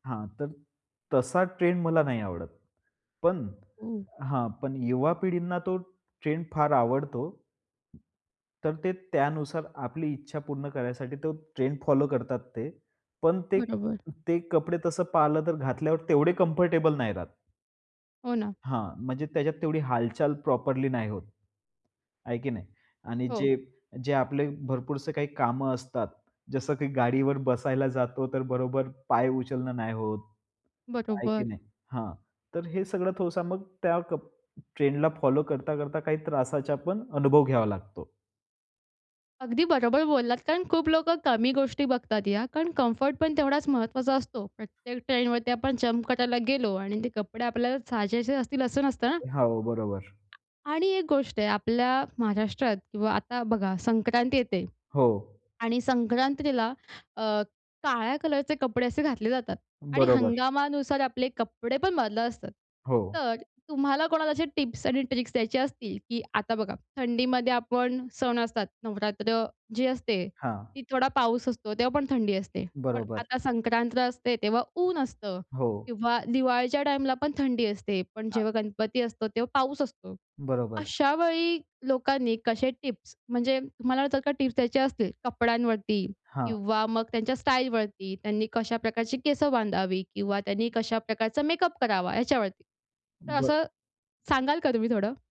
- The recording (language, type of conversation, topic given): Marathi, podcast, सण-उत्सवांमध्ये तुम्ही तुमची वेशभूषा आणि एकूण लूक कसा बदलता?
- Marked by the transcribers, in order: other background noise; in English: "ट्रेंड फॉलो"; in English: "कंफर्टेबल"; in English: "प्रॉपरली"; in English: "ट्रेंडला फॉलो"; in English: "कम्फर्ट"; in English: "जंप"; tapping; in English: "ट्रिक्स"